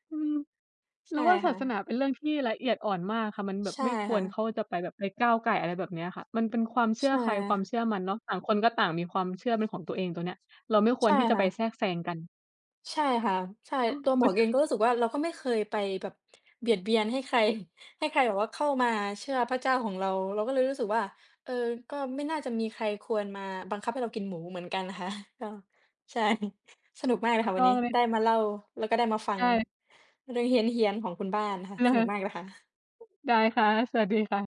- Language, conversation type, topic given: Thai, unstructured, คุณเคยรู้สึกขัดแย้งกับคนที่มีความเชื่อต่างจากคุณไหม?
- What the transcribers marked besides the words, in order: chuckle; tapping; chuckle; other noise; other background noise